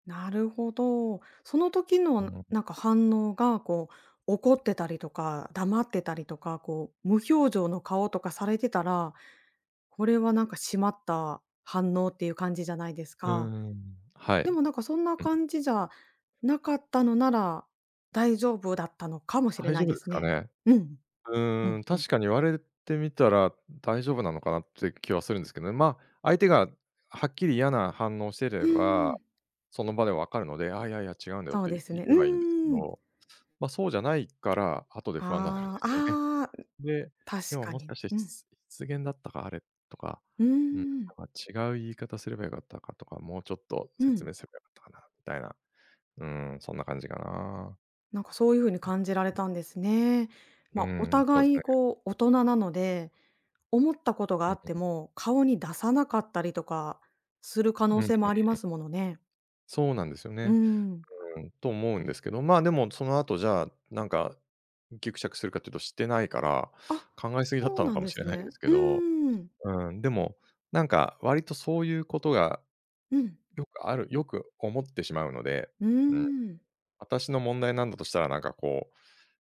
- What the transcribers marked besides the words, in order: unintelligible speech; other noise
- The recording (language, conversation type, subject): Japanese, advice, 会話中に相手を傷つけたのではないか不安で言葉を選んでしまうのですが、どうすればいいですか？